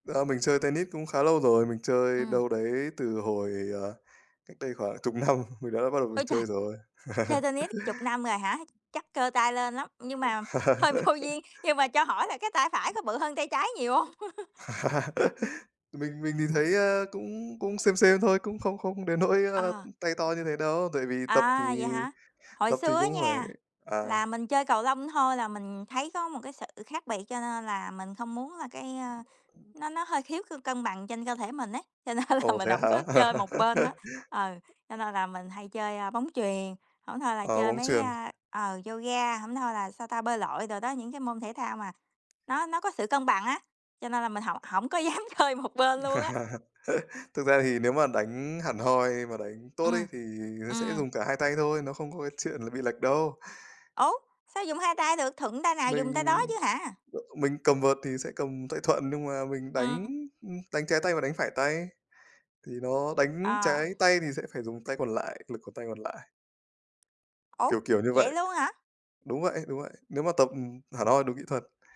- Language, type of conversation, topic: Vietnamese, unstructured, Bạn có từng thử một môn thể thao mới gần đây không?
- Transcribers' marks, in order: laughing while speaking: "năm"; tapping; laugh; other background noise; laugh; laughing while speaking: "hơi vô duyên"; laugh; in English: "same same"; "sự" said as "khư"; laughing while speaking: "nên là"; laugh; laughing while speaking: "có dám chơi một"; laugh